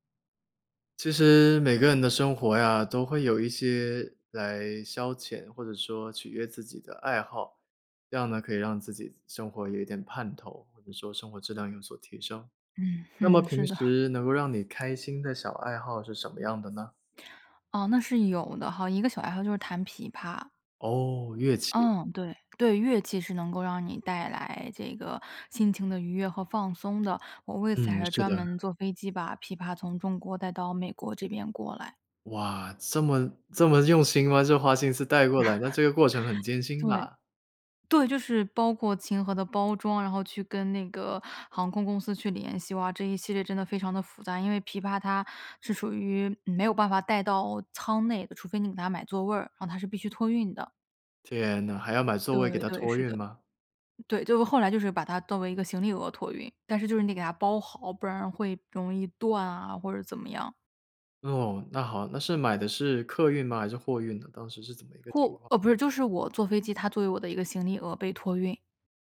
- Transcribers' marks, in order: other background noise; laugh
- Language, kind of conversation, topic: Chinese, podcast, 你平常有哪些能让你开心的小爱好？